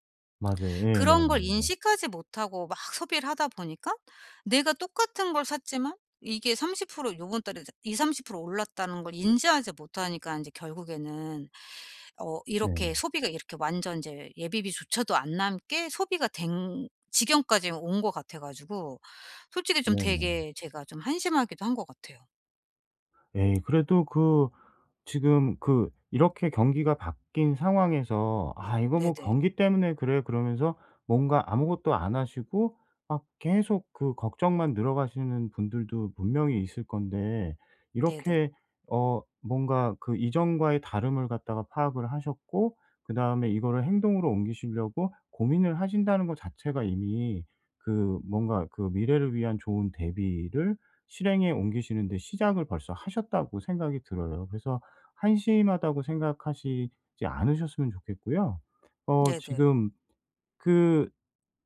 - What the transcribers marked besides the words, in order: other background noise
- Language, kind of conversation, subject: Korean, advice, 현금흐름을 더 잘 관리하고 비용을 줄이려면 어떻게 시작하면 좋을까요?